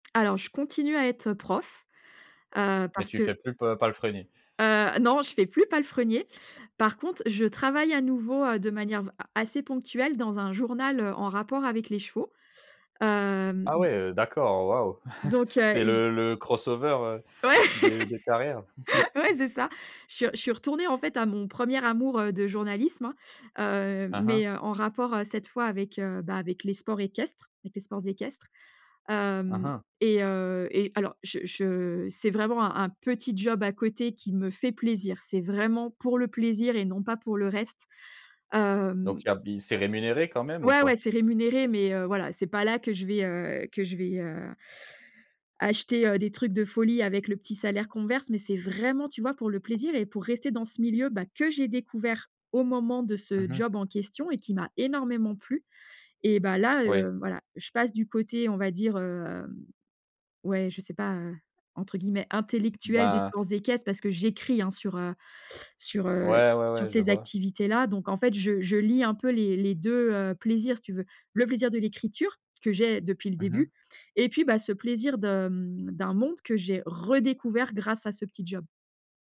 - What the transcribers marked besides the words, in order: chuckle; laughing while speaking: "Ouais"; laugh; chuckle; stressed: "vraiment"; tapping; stressed: "que"; drawn out: "hem"; stressed: "redécouvert"
- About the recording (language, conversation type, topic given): French, podcast, Comment trouves-tu l’équilibre entre le sens et l’argent ?